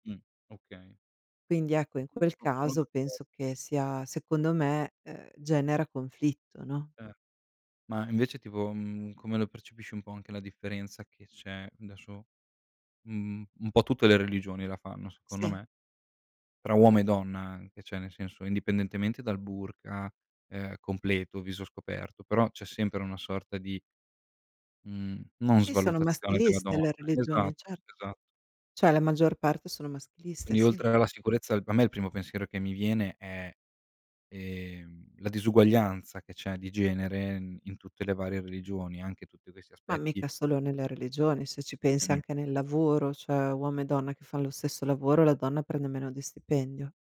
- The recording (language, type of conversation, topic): Italian, unstructured, In che modo la religione può unire o dividere le persone?
- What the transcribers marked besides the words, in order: other noise; "adesso" said as "desso"; "cioè" said as "ceh"; "maschiliste" said as "mastiliste"; "cioè" said as "ceh"; unintelligible speech; "cioè" said as "ceh"